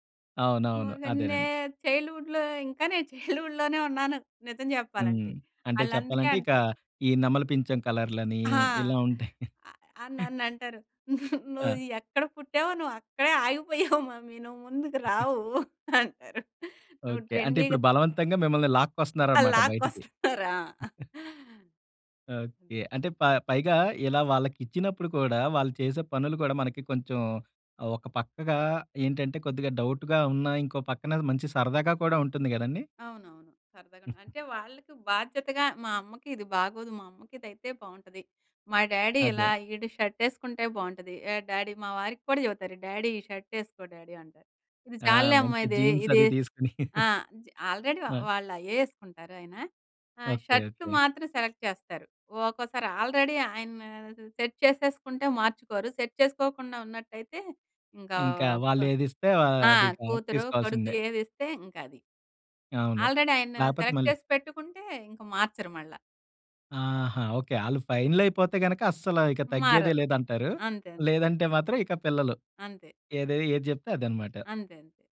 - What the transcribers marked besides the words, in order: in English: "చైల్డ్‌హుడ్‌లో"; in English: "చైల్డ్‌హుడ్"; in English: "కలర్"; chuckle; laughing while speaking: "నువ్వు ఎక్కడ పుట్టావో, నువ్వక్కడే ఆగిపోయావు మమ్మీ. నువ్వు ముందుకు రావు"; in English: "మమ్మీ"; chuckle; in English: "ట్రెండీ‌గ"; laughing while speaking: "లాక్కొస్తన్నారు ఆ!"; chuckle; other background noise; chuckle; in English: "డ్యాడీ"; in English: "డ్యాడీ"; in English: "డ్యాడీ!"; in English: "షర్ట్"; in English: "డ్యాడీ"; in English: "జీన్స్"; chuckle; in English: "ఆల్రెడీ"; in English: "సెలెక్ట్"; in English: "ఆల్రెడీ"; in English: "సెట్"; in English: "సెట్"; in English: "ఆల్రెడీ"; in English: "సెలెక్ట్"
- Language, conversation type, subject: Telugu, podcast, ఇంట్లో పనులను పిల్లలకు ఎలా అప్పగిస్తారు?
- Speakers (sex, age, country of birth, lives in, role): female, 40-44, India, India, guest; male, 30-34, India, India, host